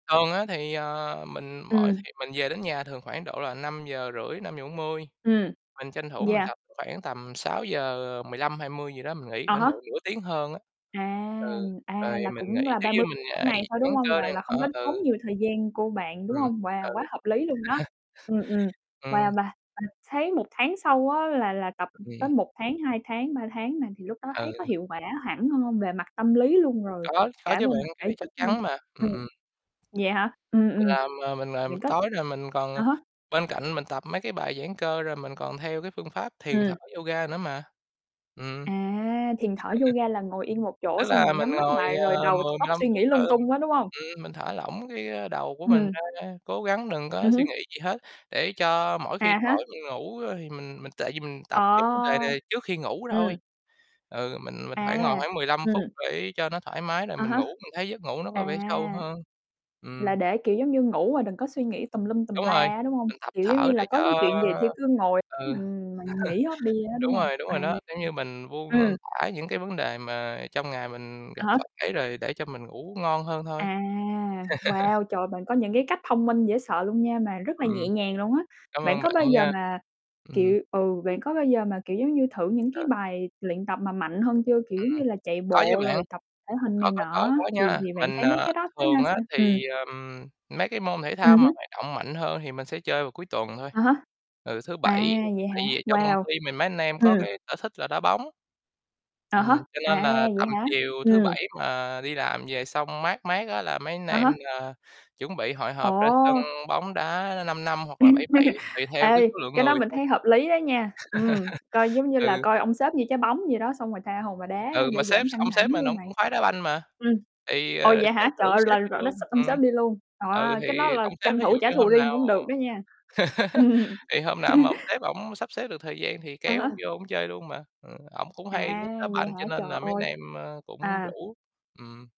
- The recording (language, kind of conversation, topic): Vietnamese, unstructured, Bạn thường làm gì để giảm căng thẳng sau một ngày dài?
- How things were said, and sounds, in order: other background noise; tapping; mechanical hum; distorted speech; unintelligible speech; laugh; static; "hơn" said as "hơm"; chuckle; chuckle; laugh; laugh; laugh; laugh; laugh